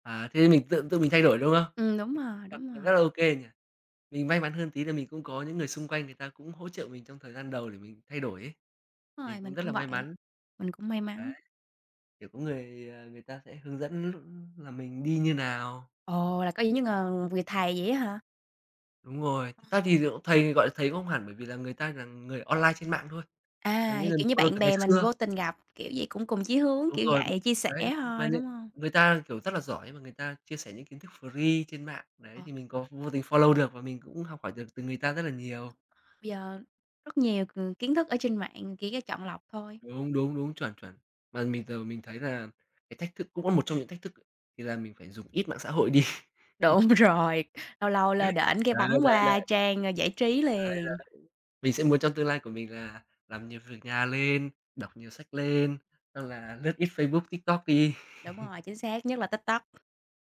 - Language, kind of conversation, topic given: Vietnamese, unstructured, Bạn muốn thử thách bản thân như thế nào trong tương lai?
- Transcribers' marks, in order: tapping; unintelligible speech; other background noise; in English: "follow"; in English: "follow"; laughing while speaking: "đi"; laughing while speaking: "Đúng rồi"; chuckle; chuckle